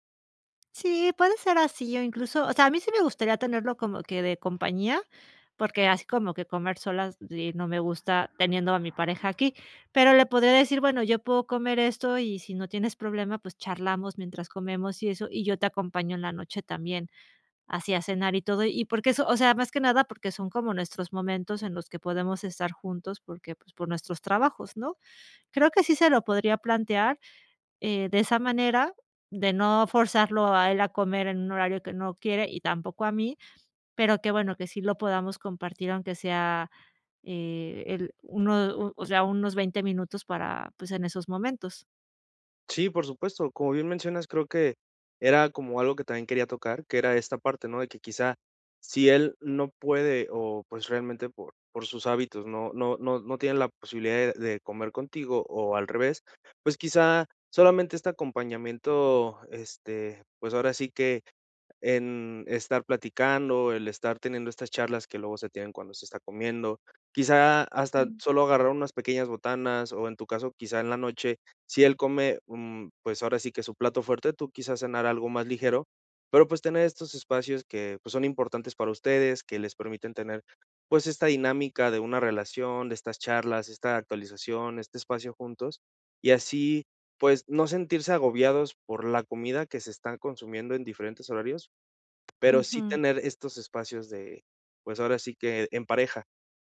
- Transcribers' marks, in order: tapping; other background noise
- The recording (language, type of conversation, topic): Spanish, advice, ¿Cómo podemos manejar las peleas en pareja por hábitos alimenticios distintos en casa?